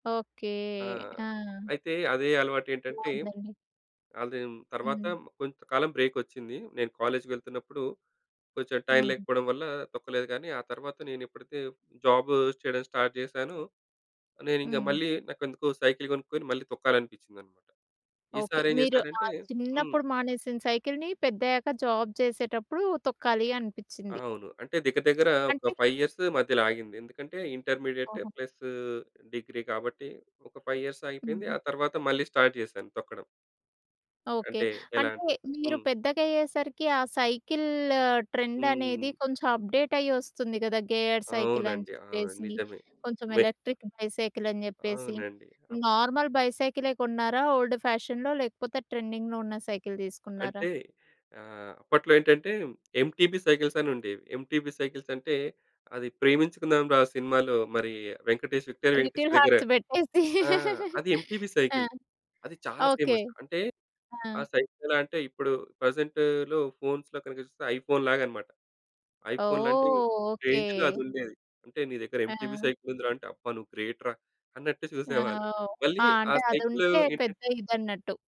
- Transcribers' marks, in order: other background noise; in English: "జాబ్"; in English: "స్టార్ట్"; in English: "సైకిల్"; in English: "సైకిల్‌ని"; in English: "జాబ్"; in English: "ఫైవ్ ఇయర్స్"; in English: "ఫైవ్ ఇయర్స్"; in English: "స్టార్ట్"; in English: "సైకిల్"; in English: "అప్‌డేట్"; in English: "గేయర్"; in English: "ఎలక్ట్రిక్"; in English: "నార్మల్"; in English: "ఓల్డ్ ఫ్యాషన్‌లో"; in English: "ట్రెండింగ్‌లో"; in English: "సైకిల్"; in English: "ఎంటిపీ సైకిల్స్"; in English: "ఎంటిపీ"; in English: "లిటిల్ హార్ట్స్"; in English: "ఎంటివీ సైకిల్"; in English: "ఫేమస్"; chuckle; in English: "ప్రజెంట్‌లో ఫోన్స్‌లో"; in English: "ఐఫోన్‌లాగనమాట"; in English: "రేంజ్‌లో"; in English: "ఎంటివీ సైకిల్"; in English: "గ్రేట్‌రా"
- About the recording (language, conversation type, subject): Telugu, podcast, పెద్దయ్యాక కూడా మీరు కొనసాగిస్తున్న చిన్ననాటి హాబీ ఏది?